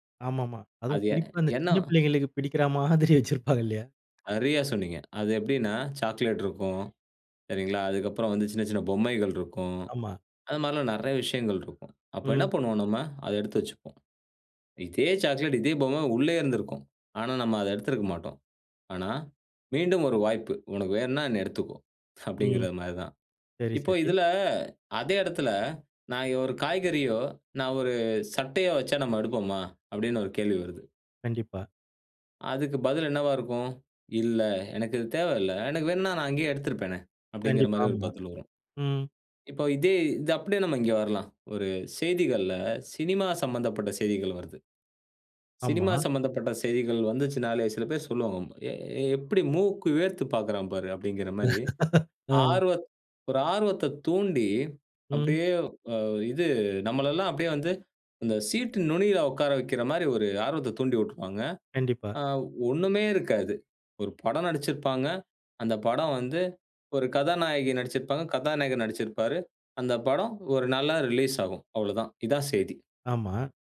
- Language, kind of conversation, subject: Tamil, podcast, செய்திகளும் பொழுதுபோக்கும் ஒன்றாக கலந்தால் அது நமக்கு நல்லதா?
- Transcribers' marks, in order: tapping; laugh; laugh